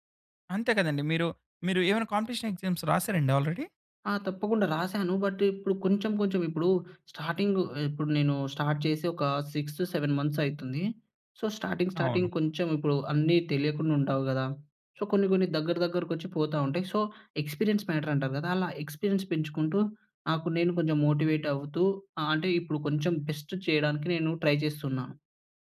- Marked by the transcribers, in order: in English: "కాంపిటీషన్ ఎగ్జామ్స్"; in English: "ఆల్రెడీ?"; in English: "బట్"; in English: "స్టార్ట్"; in English: "సిక్స్ సెవెన్"; in English: "సో, స్టార్టింగ్, స్టార్టింగ్"; in English: "సో"; in English: "సో, ఎక్స్‌పీరియన్స్"; in English: "ఎక్స్‌పీరియన్స్"; in English: "బెస్ట్"; in English: "ట్రై"
- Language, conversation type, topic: Telugu, podcast, పనిపై దృష్టి నిలబెట్టుకునేందుకు మీరు పాటించే రోజువారీ రొటీన్ ఏమిటి?